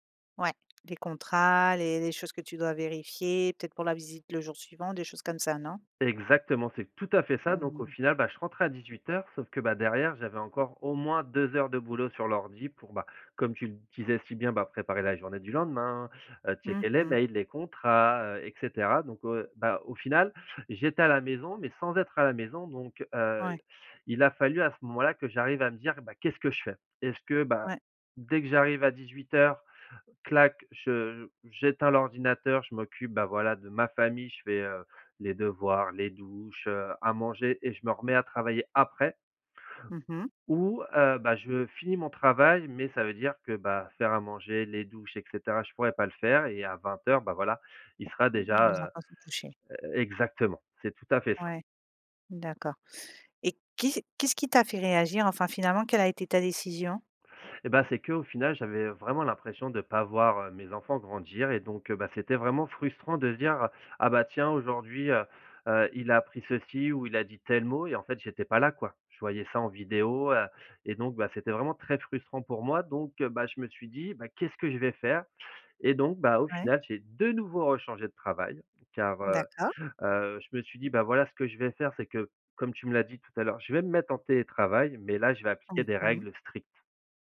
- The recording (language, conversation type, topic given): French, podcast, Comment concilier le travail et la vie de couple sans s’épuiser ?
- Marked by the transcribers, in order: tapping; other background noise; stressed: "lendemain"; stressed: "contrats"; stressed: "nouveau"